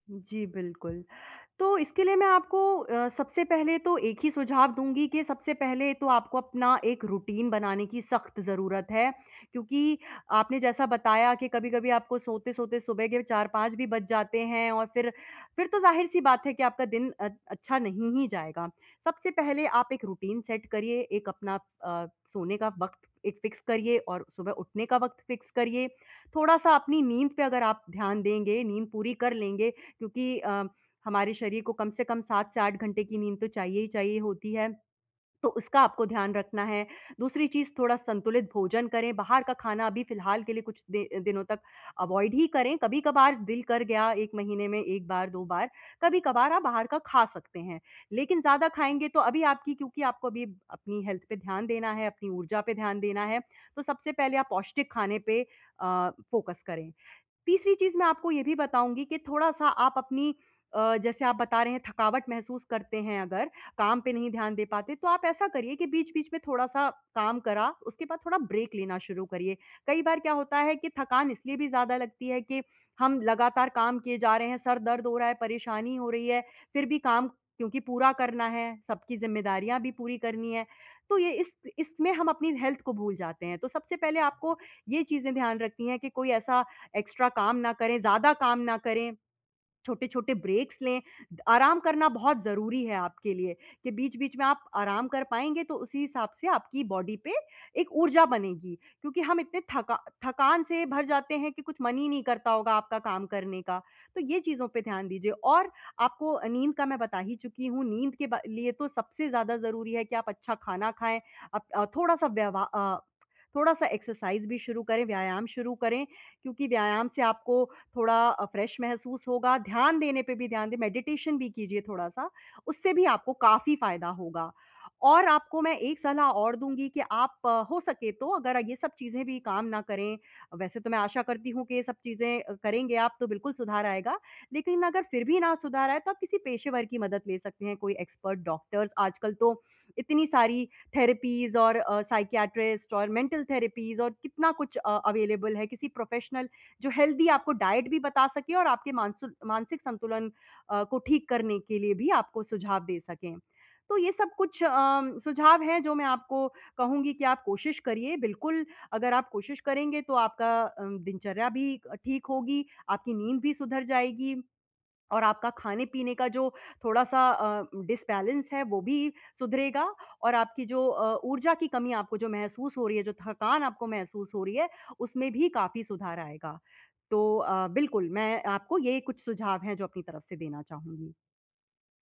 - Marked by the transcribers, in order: in English: "रूटीन"; in English: "रूटीन सेट"; in English: "फिक्स"; in English: "फिक्स"; in English: "अवॉइड"; in English: "हेल्थ"; in English: "फोकस"; in English: "ब्रेक"; in English: "हेल्थ"; in English: "एक्स्ट्रा"; in English: "ब्रेक्स"; in English: "बॉडी"; in English: "एक्सरसाइज़"; in English: "फ्रेश"; in English: "मेडिटेशन"; in English: "एक्सपर्ट डॉक्टर"; in English: "थेरेपीज़"; in English: "साइकियाट्रिस्ट"; in English: "मेंटल थेरेपीज़"; in English: "अवेलेबल"; in English: "प्रोफेशनल"; in English: "हेल्दी"; in English: "डाइट"; in English: "डिसबैलेंस"
- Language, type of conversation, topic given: Hindi, advice, आपको काम के दौरान थकान और ऊर्जा की कमी कब से महसूस हो रही है?